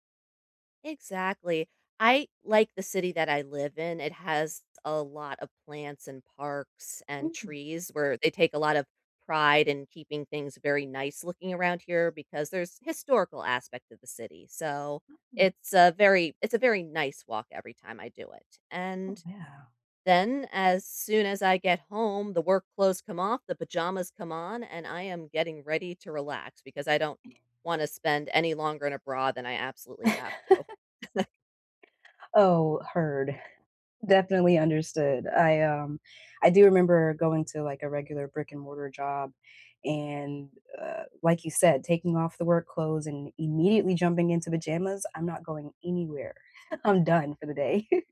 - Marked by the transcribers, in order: other background noise; chuckle; tapping; chuckle; chuckle
- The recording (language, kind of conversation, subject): English, unstructured, What’s the best way to handle stress after work?